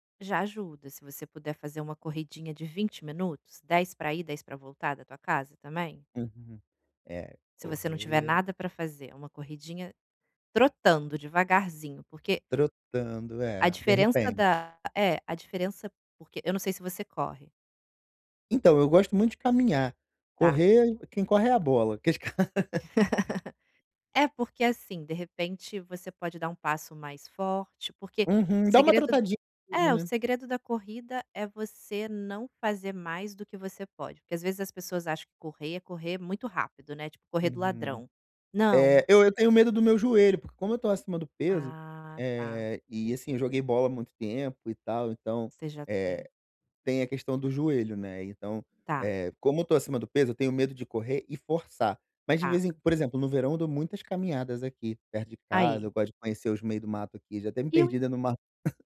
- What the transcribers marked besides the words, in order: laughing while speaking: "aqueles ca"; laugh; tapping; chuckle
- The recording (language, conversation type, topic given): Portuguese, advice, Como posso sair de uma estagnação nos treinos que dura há semanas?